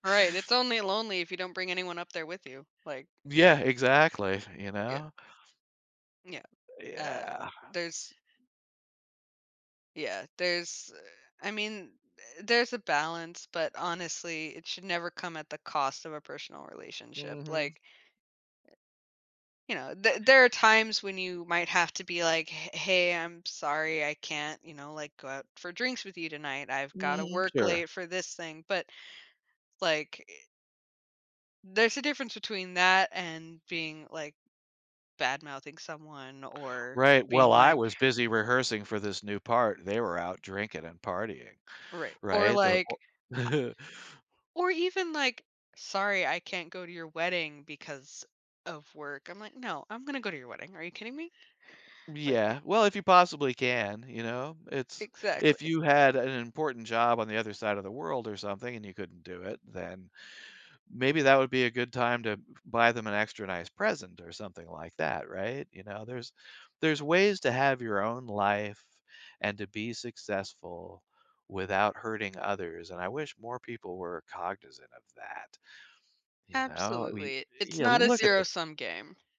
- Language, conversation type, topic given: English, unstructured, How can friendships be maintained while prioritizing personal goals?
- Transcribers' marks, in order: tapping; other background noise; unintelligible speech; chuckle